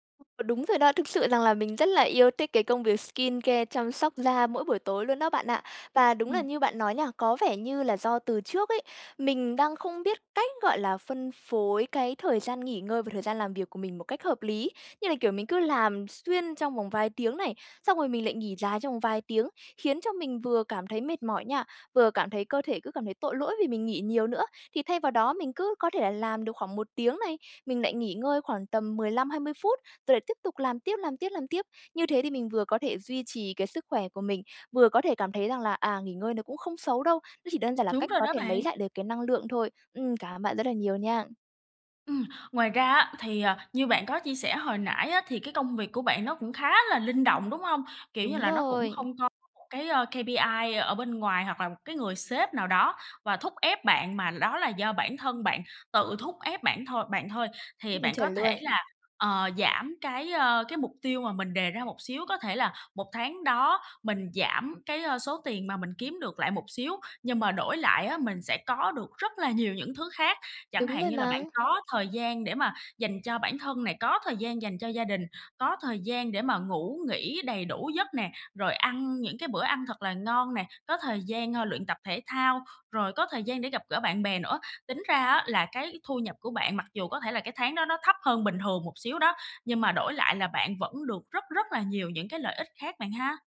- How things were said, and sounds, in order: other background noise; tapping; in English: "skincare"; in English: "K-P-I"; background speech
- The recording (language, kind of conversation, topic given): Vietnamese, advice, Làm sao để nghỉ ngơi mà không thấy tội lỗi?